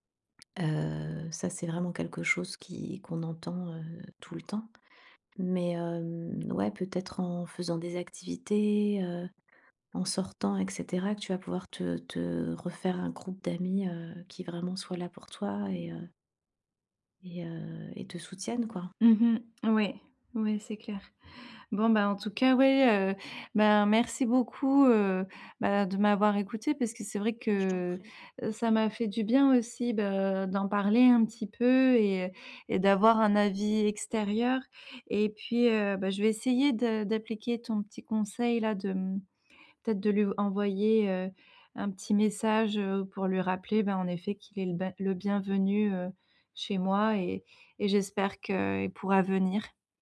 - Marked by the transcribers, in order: other background noise
- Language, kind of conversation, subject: French, advice, Comment gérer l’éloignement entre mon ami et moi ?